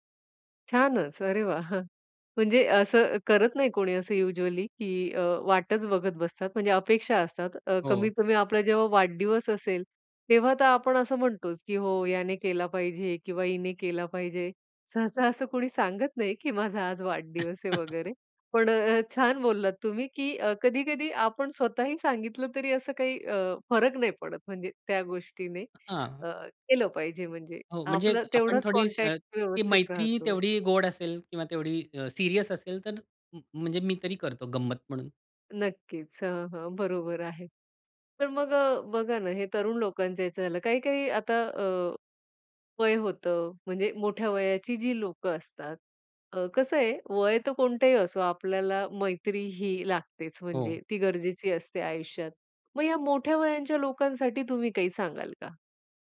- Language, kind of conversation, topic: Marathi, podcast, डिजिटल युगात मैत्री दीर्घकाळ टिकवण्यासाठी काय करावे?
- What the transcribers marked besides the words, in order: laughing while speaking: "अरे वाह!"; in English: "युजुअली"; chuckle; tapping; in English: "कॉनटॅक्ट"; in English: "सीरियस"